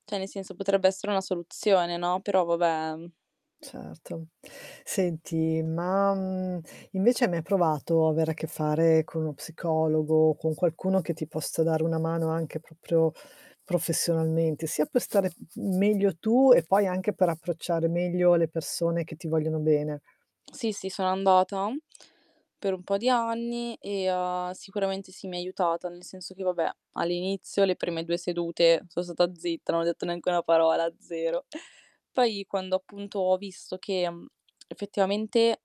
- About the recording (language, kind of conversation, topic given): Italian, advice, Come posso parlare della mia salute mentale con una persona cara?
- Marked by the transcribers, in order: static; tapping; laughing while speaking: "parola , zero"